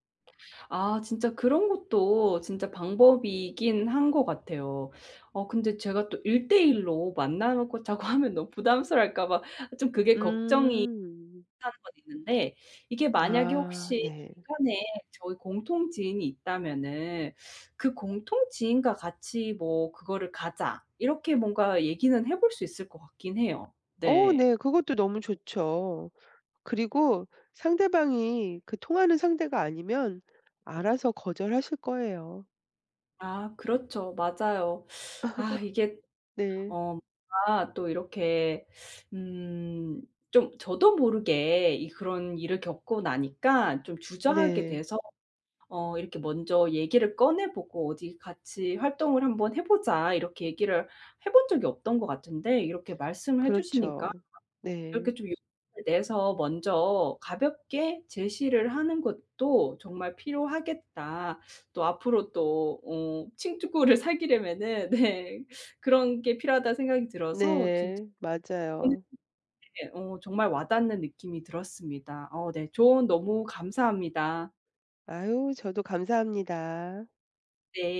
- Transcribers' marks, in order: laughing while speaking: "하면"; tapping; laugh; other background noise; laughing while speaking: "칭투구 를 사귀려면은 네"; "친구" said as "칭투구"
- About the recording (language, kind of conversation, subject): Korean, advice, 새로운 지역의 관습이나 예절을 몰라 실수했다고 느꼈던 상황을 설명해 주실 수 있나요?